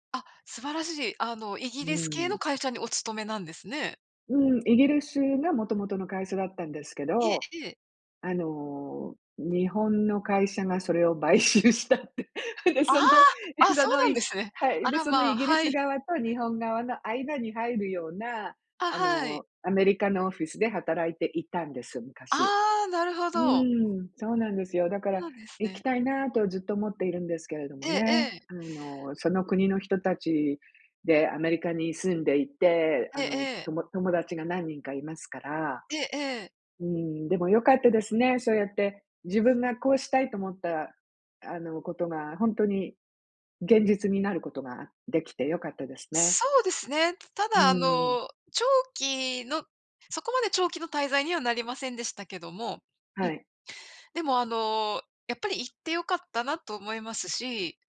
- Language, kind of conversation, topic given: Japanese, unstructured, あなたにとって特別な思い出がある旅行先はどこですか？
- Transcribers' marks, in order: laughing while speaking: "買収したって、で、その、え、そのい"; anticipating: "ああ！"; other background noise